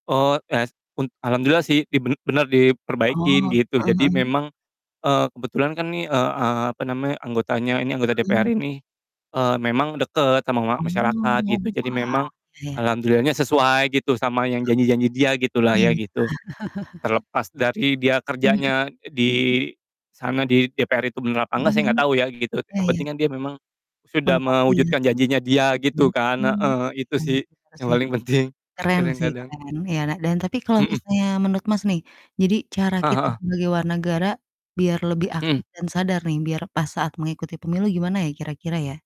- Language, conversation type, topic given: Indonesian, unstructured, Bagaimana pendapatmu tentang pentingnya pemilu di Indonesia?
- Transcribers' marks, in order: distorted speech; chuckle; laughing while speaking: "penting"